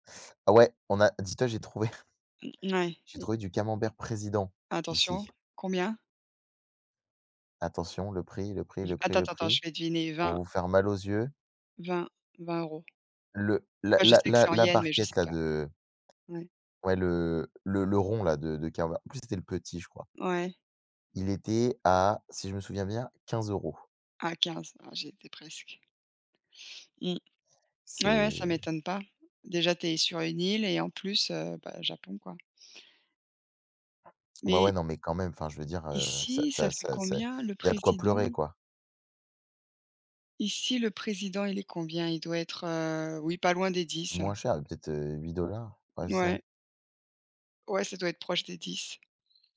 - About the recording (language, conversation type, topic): French, unstructured, Quels sont vos desserts préférés, et pourquoi ?
- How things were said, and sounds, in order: other background noise; tapping